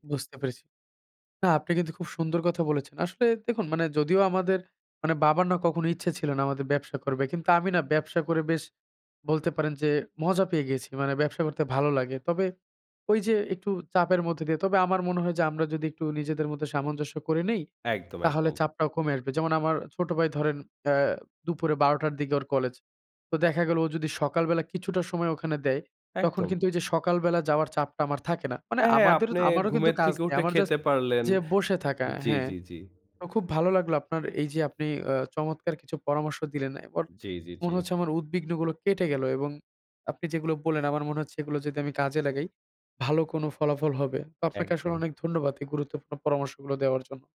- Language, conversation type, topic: Bengali, advice, ব্যবসা দ্রুত বেড়েছে—কাজ ও ব্যক্তিগত জীবনের ভারসাম্য রেখে চাপ মোকাবেলা
- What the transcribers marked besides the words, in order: none